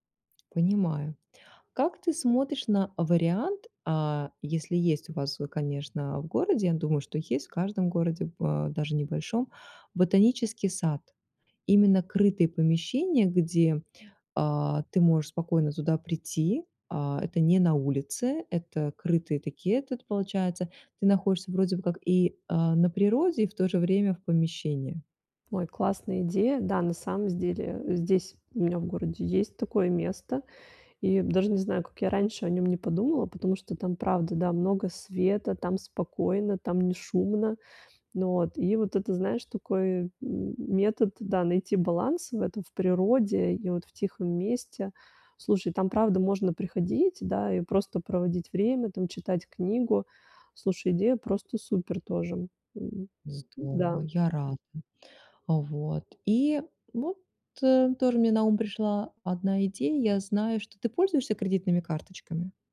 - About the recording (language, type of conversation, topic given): Russian, advice, Как смена рабочего места может помочь мне найти идеи?
- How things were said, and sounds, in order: tapping